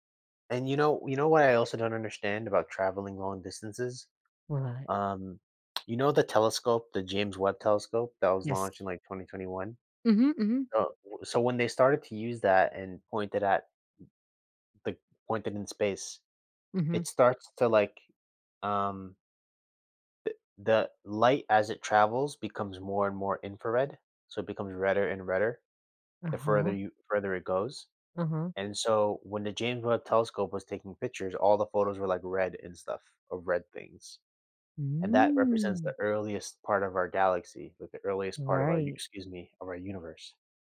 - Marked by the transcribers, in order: drawn out: "Hmm"
- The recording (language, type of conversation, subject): English, unstructured, How will technology change the way we travel in the future?